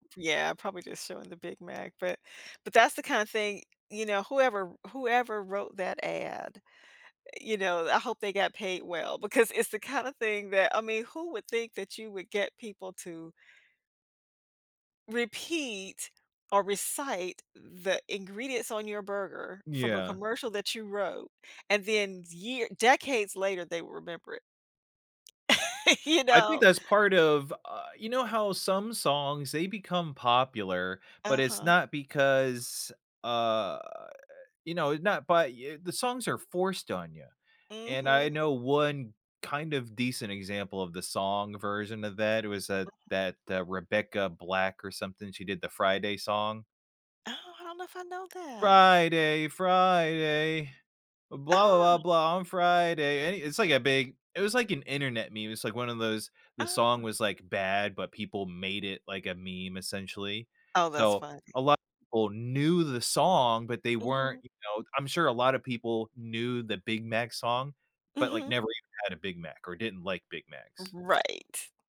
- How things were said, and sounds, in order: laugh; unintelligible speech; singing: "Friday. Friday. Blah, blah, blah, blah. On Friday"
- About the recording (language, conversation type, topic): English, unstructured, How should I feel about a song after it's used in media?